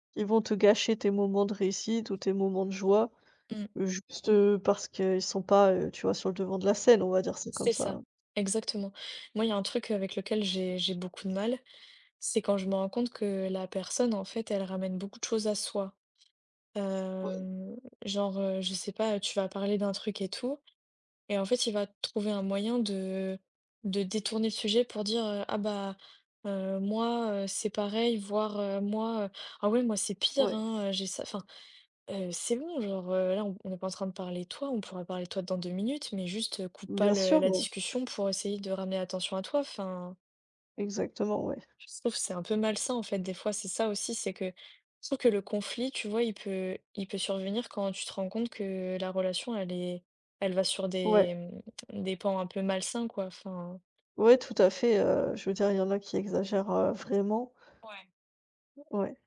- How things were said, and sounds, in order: tapping; other background noise; drawn out: "Heu"
- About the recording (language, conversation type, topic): French, unstructured, Comment réagis-tu quand tu as un conflit avec un ami ?